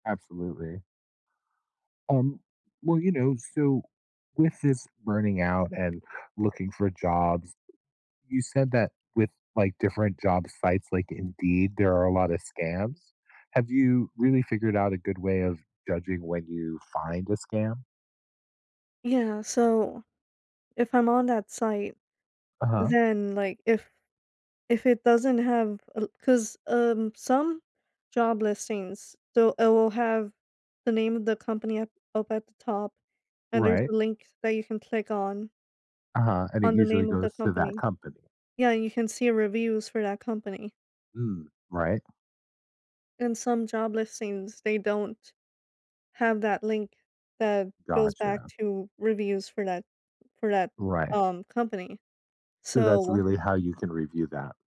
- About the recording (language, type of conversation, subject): English, advice, How can I take a short break from work without falling behind?
- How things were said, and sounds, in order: other background noise